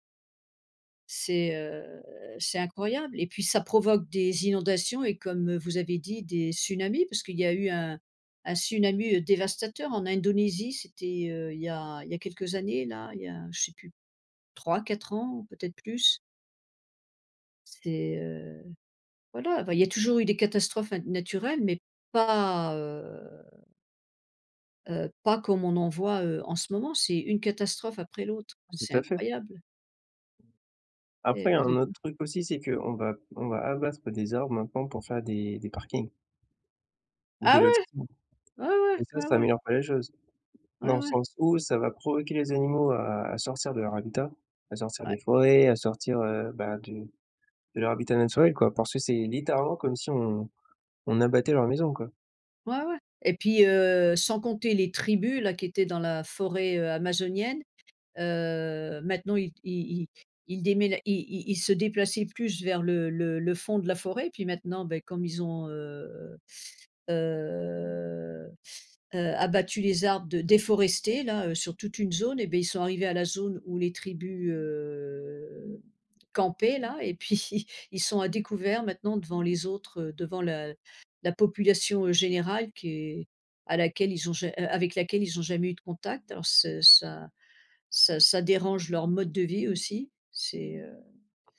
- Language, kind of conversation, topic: French, unstructured, Comment ressens-tu les conséquences des catastrophes naturelles récentes ?
- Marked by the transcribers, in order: drawn out: "heu"; other noise; other background noise; surprised: "Ah ouais ?"; drawn out: "heu"; drawn out: "heu"; laughing while speaking: "puis ils"